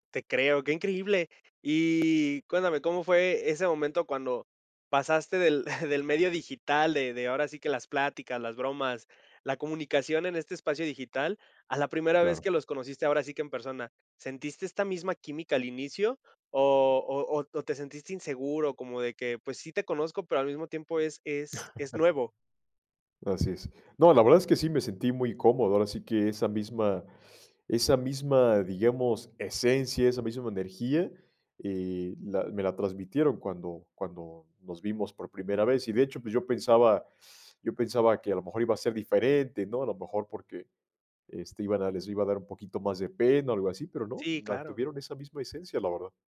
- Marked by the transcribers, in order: giggle; chuckle; other background noise; teeth sucking
- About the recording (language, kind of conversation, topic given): Spanish, podcast, ¿Cómo influye la tecnología en sentirte acompañado o aislado?
- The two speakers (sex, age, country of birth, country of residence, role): male, 25-29, Mexico, Mexico, guest; male, 30-34, Mexico, Mexico, host